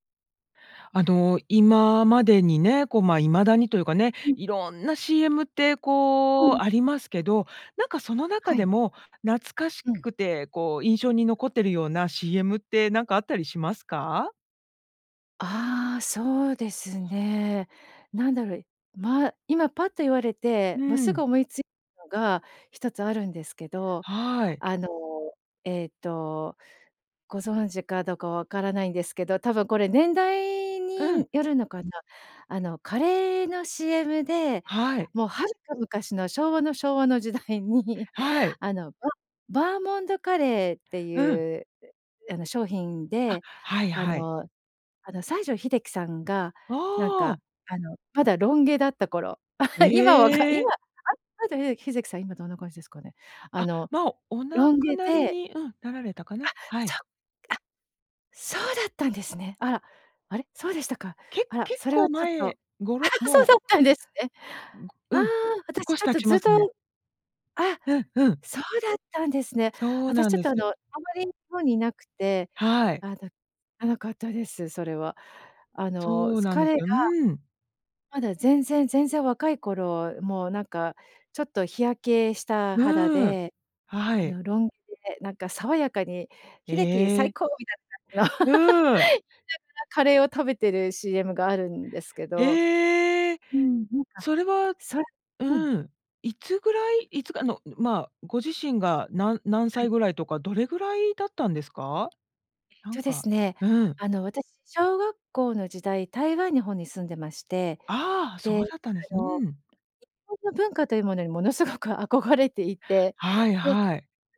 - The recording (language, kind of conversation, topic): Japanese, podcast, 懐かしいCMの中で、いちばん印象に残っているのはどれですか？
- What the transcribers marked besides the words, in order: laughing while speaking: "時代に"; "バーモントカレー" said as "バーモンドカレー"; laugh; laugh; laughing while speaking: "そうだったんですね"; laugh